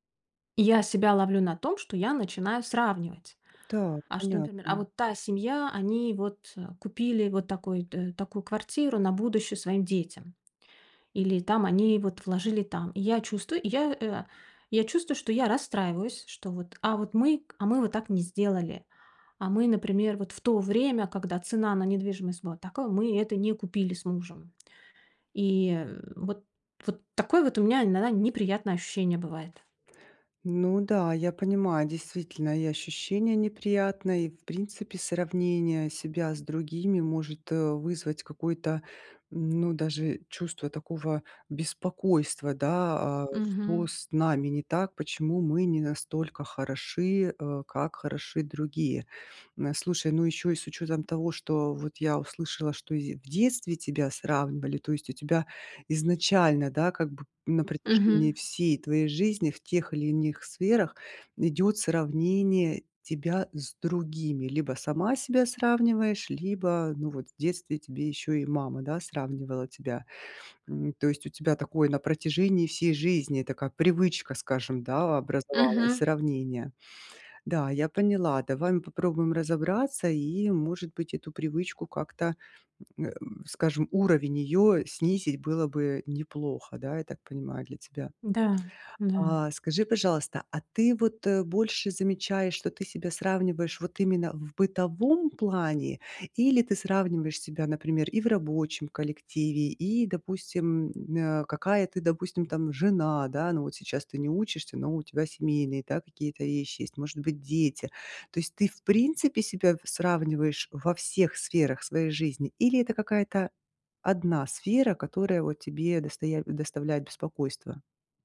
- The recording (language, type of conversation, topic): Russian, advice, Почему я постоянно сравниваю свои вещи с вещами других и чувствую неудовлетворённость?
- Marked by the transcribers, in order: other background noise; "иных" said as "иних"